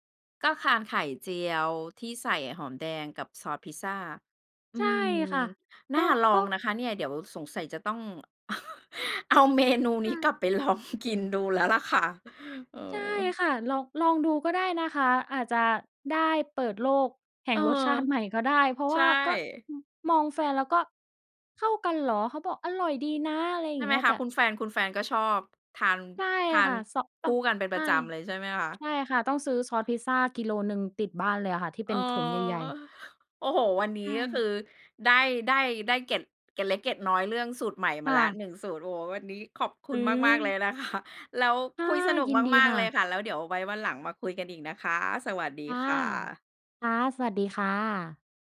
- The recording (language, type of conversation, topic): Thai, podcast, คุณชอบทำอาหารมื้อเย็นเมนูไหนมากที่สุด แล้วมีเรื่องราวอะไรเกี่ยวกับเมนูนั้นบ้าง?
- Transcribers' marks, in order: laugh; laughing while speaking: "เมนูนี้กลับ"; laughing while speaking: "ล่ะค่ะ"; laughing while speaking: "คะ"